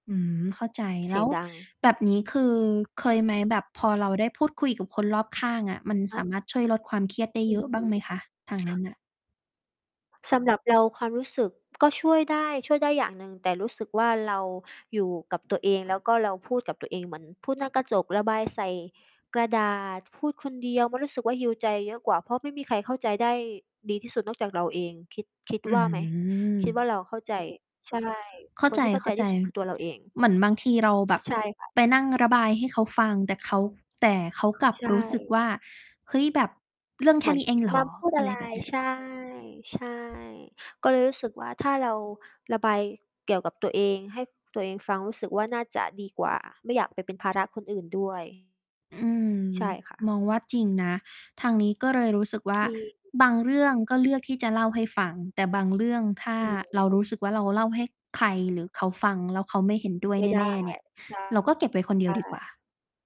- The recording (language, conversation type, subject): Thai, unstructured, คุณจัดการกับความเครียดในชีวิตอย่างไร?
- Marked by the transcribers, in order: distorted speech; tapping; mechanical hum; in English: "heal"